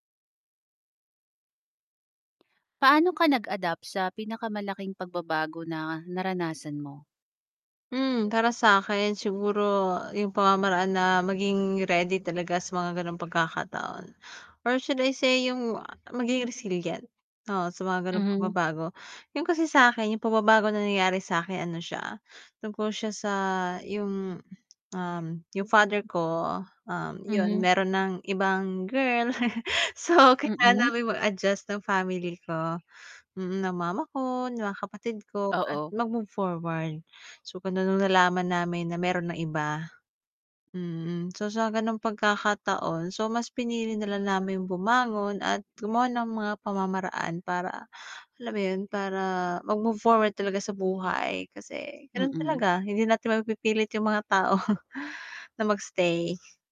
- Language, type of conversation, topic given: Filipino, podcast, Paano ka nakaangkop sa pinakamalaking pagbabagong naranasan mo?
- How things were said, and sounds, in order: other background noise; static; tapping; chuckle; laughing while speaking: "so, kailangan naming mag-adjust"; chuckle